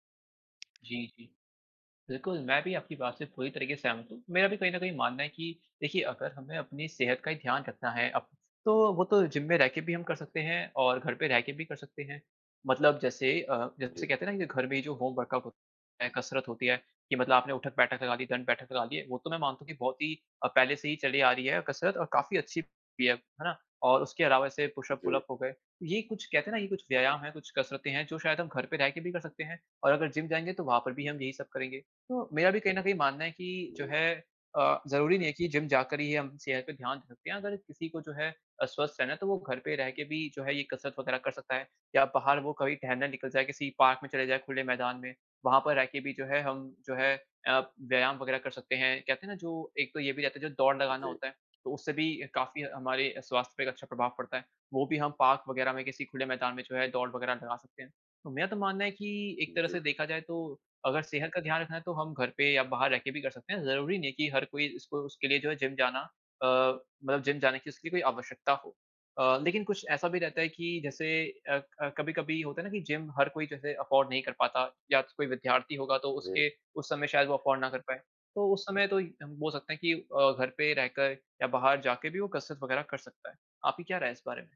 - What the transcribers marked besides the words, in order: tapping; in English: "होम वर्कआउट"; in English: "पुश-अप, पुल-अप"; in English: "अफोर्ड"; in English: "अफोर्ड"
- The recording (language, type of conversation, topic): Hindi, unstructured, क्या जिम जाना सच में ज़रूरी है?